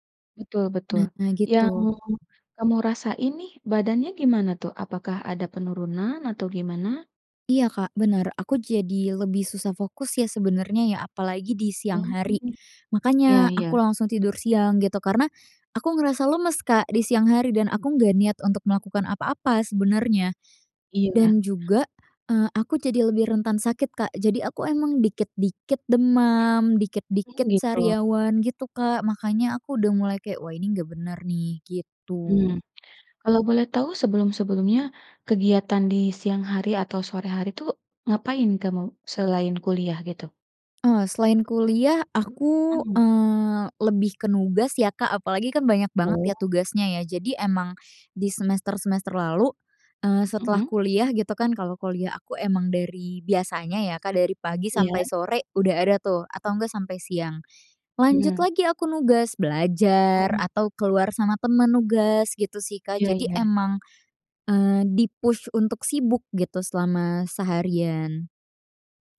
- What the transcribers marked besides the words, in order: in English: "di-push"
- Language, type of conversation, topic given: Indonesian, advice, Apakah tidur siang yang terlalu lama membuat Anda sulit tidur pada malam hari?
- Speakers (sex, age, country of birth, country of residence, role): female, 20-24, Indonesia, Indonesia, user; female, 35-39, Indonesia, Indonesia, advisor